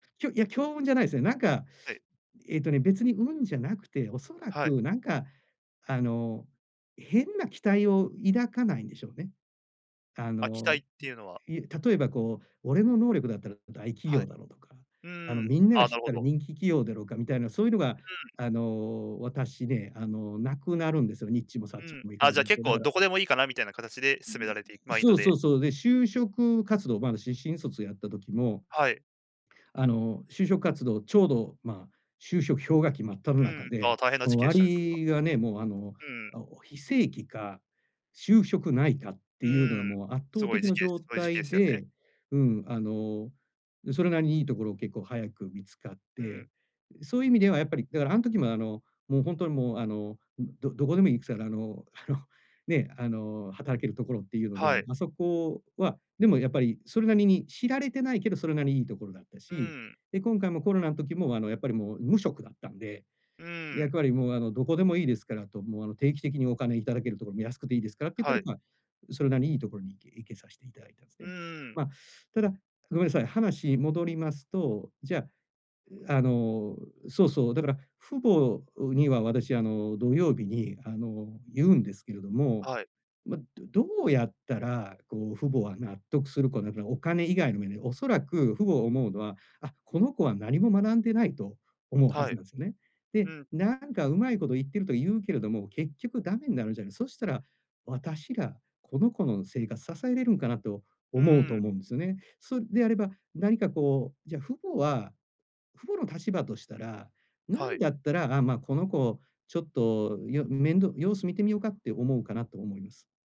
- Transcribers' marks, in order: chuckle; unintelligible speech
- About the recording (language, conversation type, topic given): Japanese, advice, 家族の期待と自分の目標の折り合いをどうつければいいですか？